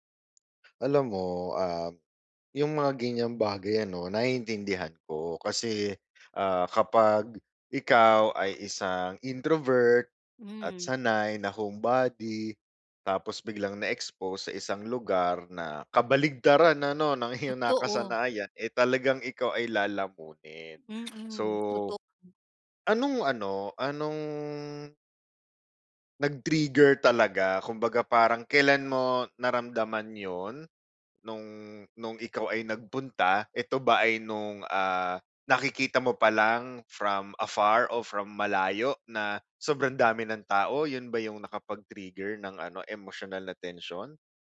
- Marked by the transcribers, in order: chuckle; other background noise
- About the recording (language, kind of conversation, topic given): Filipino, advice, Paano ko mababalanse ang pisikal at emosyonal na tensyon ko?